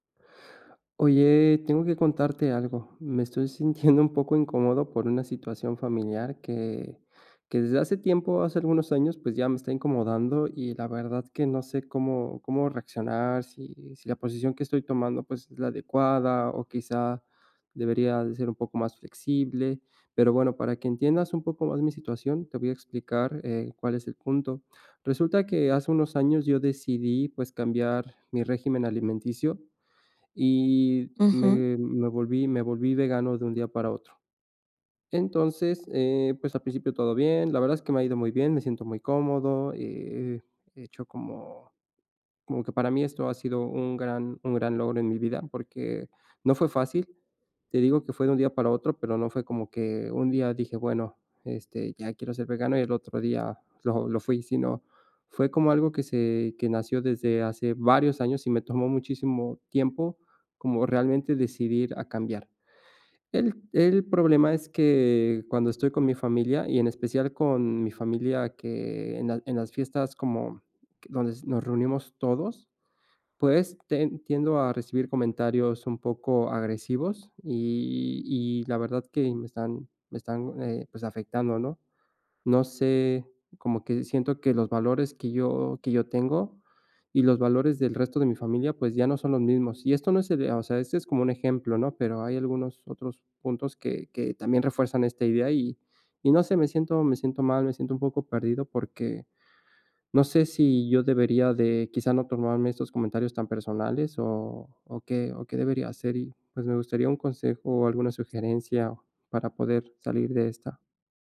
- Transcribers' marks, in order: none
- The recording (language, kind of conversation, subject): Spanish, advice, ¿Cómo puedo mantener la armonía en reuniones familiares pese a claras diferencias de valores?